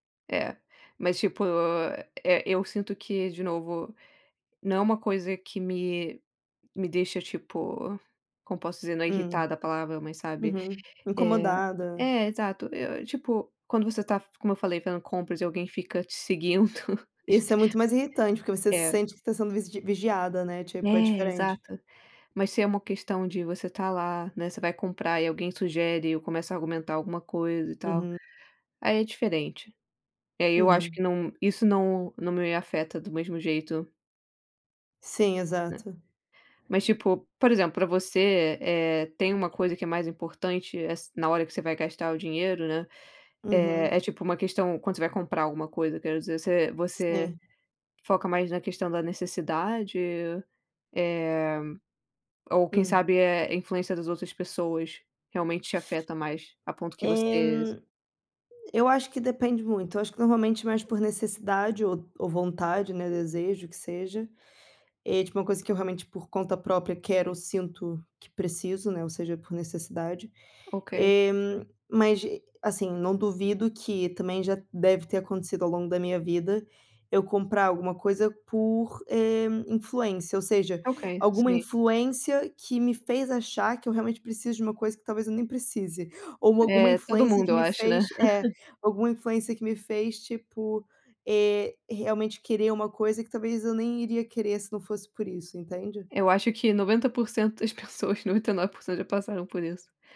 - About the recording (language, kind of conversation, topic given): Portuguese, unstructured, Como você se sente quando alguém tenta te convencer a gastar mais?
- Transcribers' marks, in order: laugh; laugh